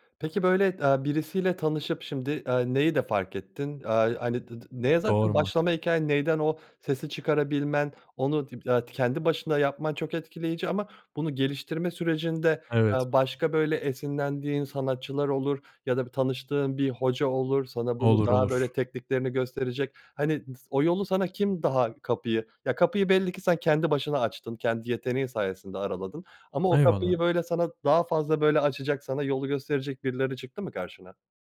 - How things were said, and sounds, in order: other background noise
- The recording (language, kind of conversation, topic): Turkish, podcast, Kendi müzik tarzını nasıl keşfettin?